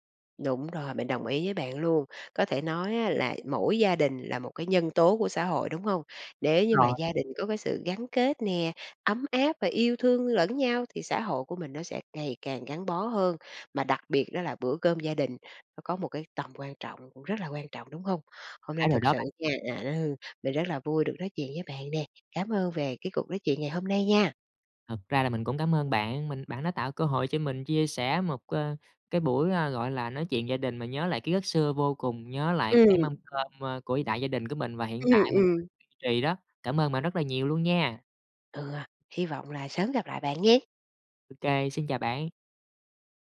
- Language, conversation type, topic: Vietnamese, podcast, Bạn thường tổ chức bữa cơm gia đình như thế nào?
- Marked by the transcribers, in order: tapping; other background noise